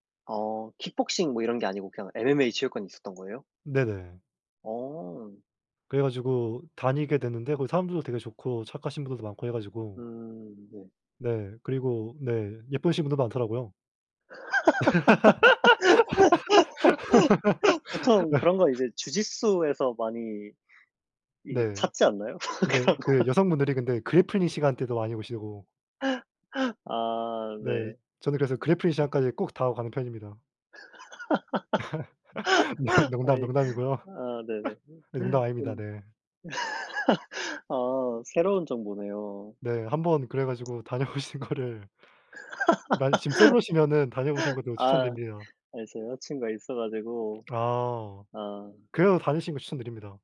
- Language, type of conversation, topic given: Korean, unstructured, 운동을 하면서 자신감이 생겼던 경험이 있나요?
- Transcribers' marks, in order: other background noise; laugh; laugh; laughing while speaking: "그런 거"; in English: "그래플링"; laugh; in English: "그래플링"; laugh; unintelligible speech; laugh; tapping; laughing while speaking: "다녀보시는"; laugh